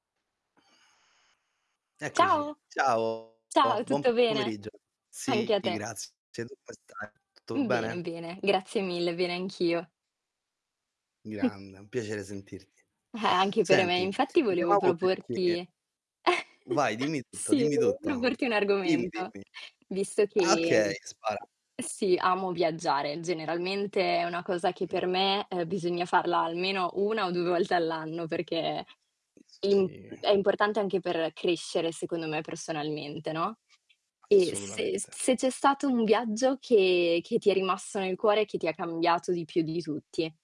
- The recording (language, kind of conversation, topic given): Italian, unstructured, Qual è stato il viaggio che ti ha cambiato di più?
- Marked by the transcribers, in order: static; distorted speech; other background noise; chuckle; tapping